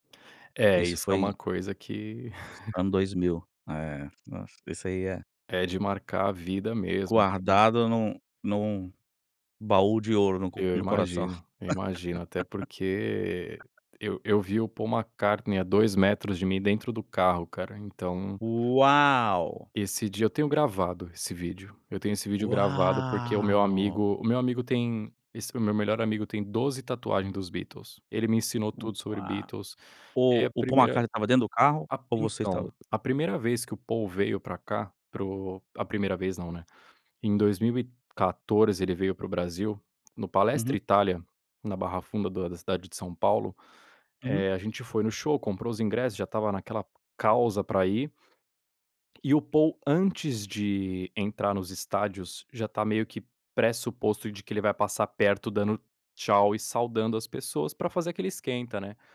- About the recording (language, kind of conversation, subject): Portuguese, podcast, Você costuma se sentir parte de uma tribo musical? Como é essa experiência?
- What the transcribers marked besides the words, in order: other background noise; chuckle; laugh; tapping